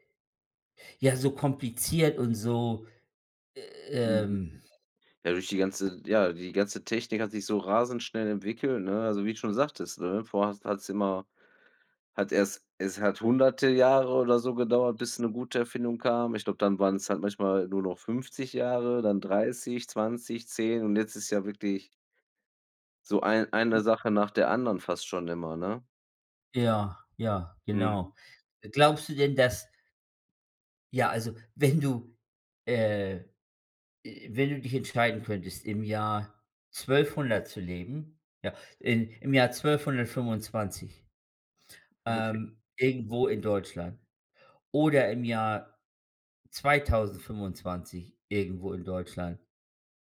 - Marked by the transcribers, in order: other background noise; unintelligible speech
- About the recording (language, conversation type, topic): German, unstructured, Welche wissenschaftliche Entdeckung findest du am faszinierendsten?